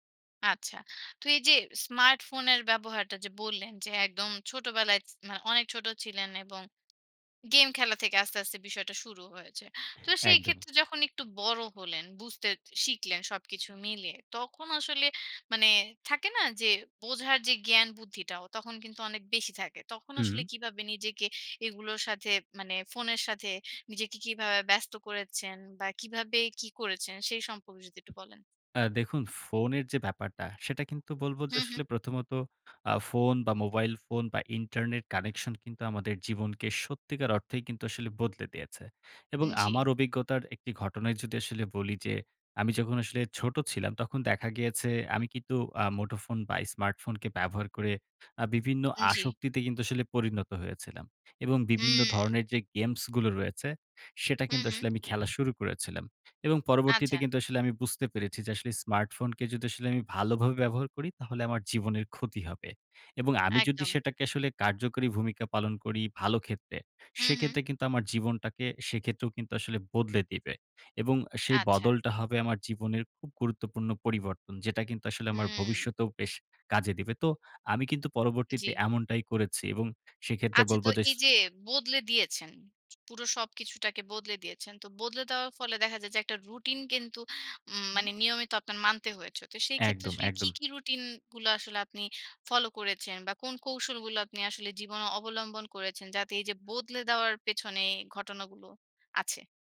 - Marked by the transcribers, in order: "বুঝতে" said as "বুঝতেত"; tapping; "কিন্তু" said as "কিতু"
- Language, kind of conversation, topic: Bengali, podcast, তোমার ফোন জীবনকে কীভাবে বদলে দিয়েছে বলো তো?